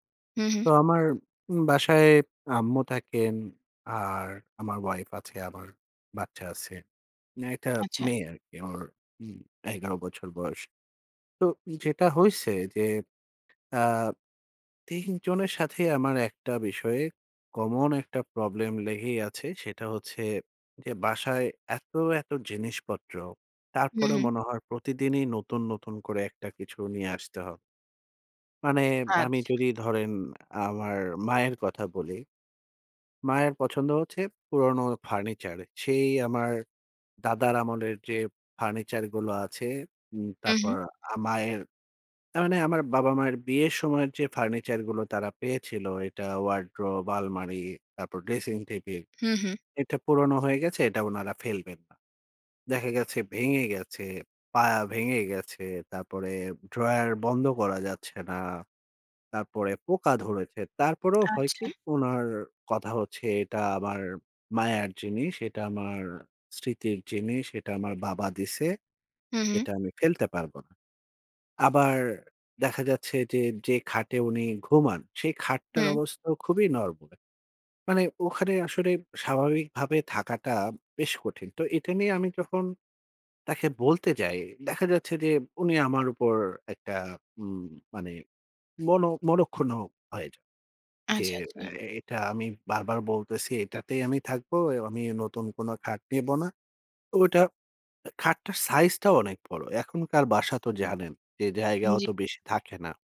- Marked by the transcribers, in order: "হয়" said as "হয়েট"; tapping
- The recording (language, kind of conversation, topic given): Bengali, advice, বাড়িতে জিনিসপত্র জমে গেলে আপনি কীভাবে অস্থিরতা অনুভব করেন?